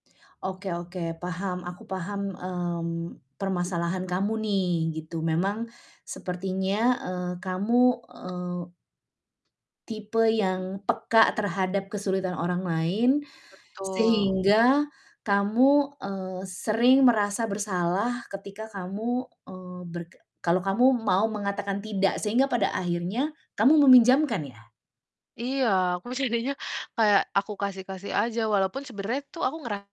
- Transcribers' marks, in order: tapping; other background noise; laughing while speaking: "bercandanya"
- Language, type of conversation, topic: Indonesian, advice, Bagaimana cara mengatakan tidak kepada orang lain dengan tegas tetapi tetap sopan?